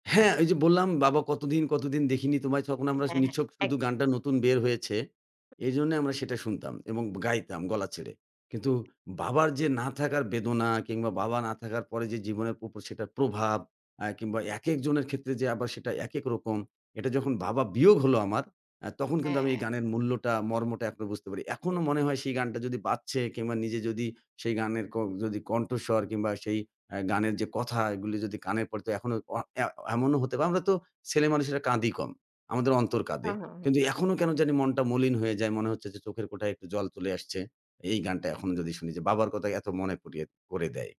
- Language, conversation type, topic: Bengali, podcast, বাল্যকালের প্রিয় কোনো গান বা অনুষ্ঠান কি এখনও তোমাকে ছুঁয়ে যায়?
- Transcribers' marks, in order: other background noise